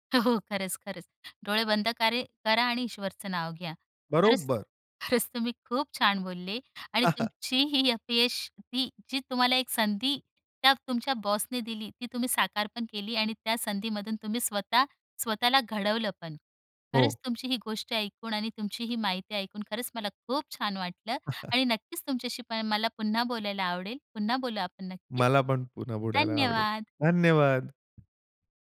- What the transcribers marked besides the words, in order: chuckle; tapping; chuckle; chuckle; other background noise; chuckle
- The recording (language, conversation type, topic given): Marathi, podcast, एखाद्या मोठ्या अपयशामुळे तुमच्यात कोणते बदल झाले?